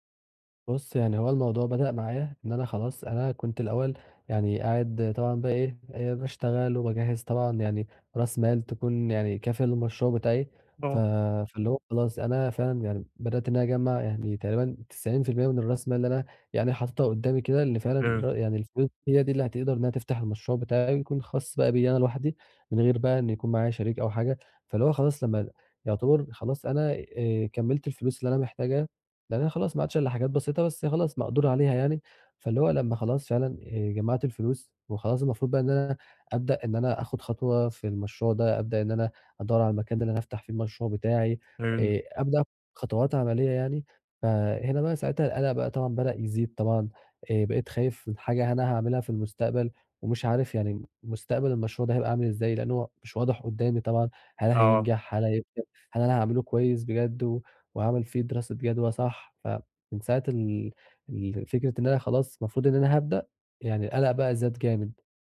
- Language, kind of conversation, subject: Arabic, advice, إزاي أتعامل مع القلق لما أبقى خايف من مستقبل مش واضح؟
- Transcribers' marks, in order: tapping; unintelligible speech